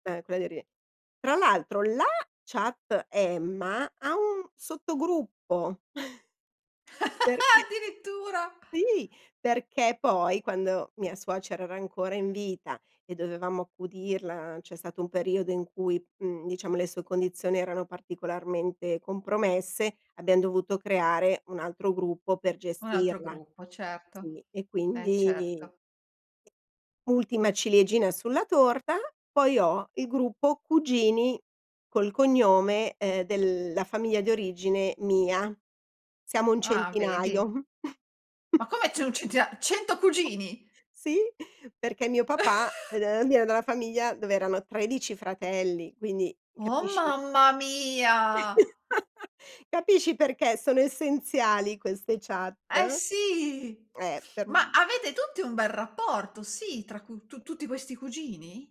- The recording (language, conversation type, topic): Italian, podcast, Come gestisci le chat di gruppo troppo rumorose?
- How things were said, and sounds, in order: chuckle; laugh; laughing while speaking: "perché"; chuckle; surprised: "Ma come c'è un centina cento cugini?"; other background noise; chuckle; "una" said as "na"; laugh